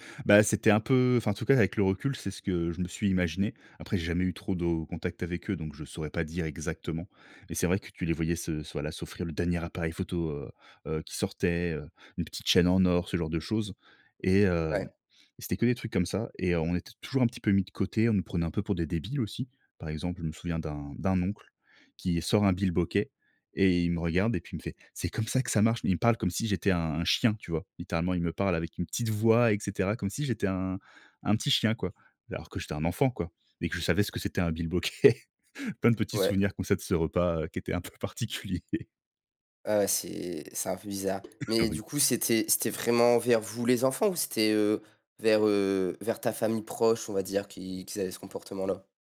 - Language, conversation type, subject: French, podcast, Peux-tu raconter un souvenir d'un repas de Noël inoubliable ?
- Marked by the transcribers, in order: put-on voice: "C'est comme ça que ça marche"; laughing while speaking: "bilboquet"; laughing while speaking: "un peu particulier"; other background noise; cough